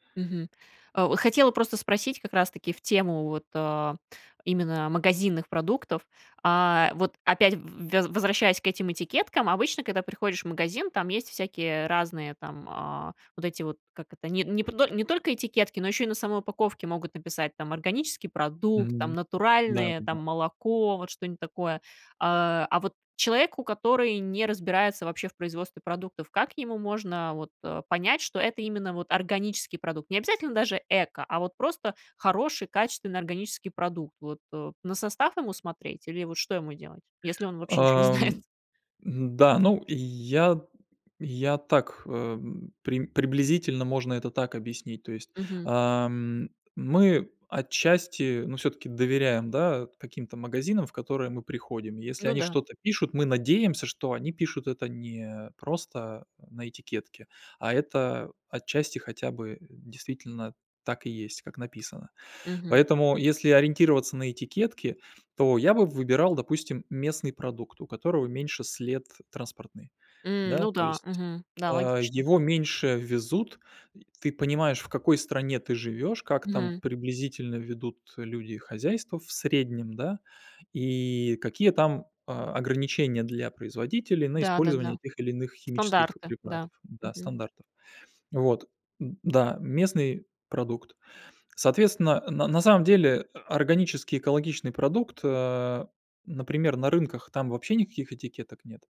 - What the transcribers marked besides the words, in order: none
- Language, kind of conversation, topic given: Russian, podcast, Как отличить настоящее органическое от красивой этикетки?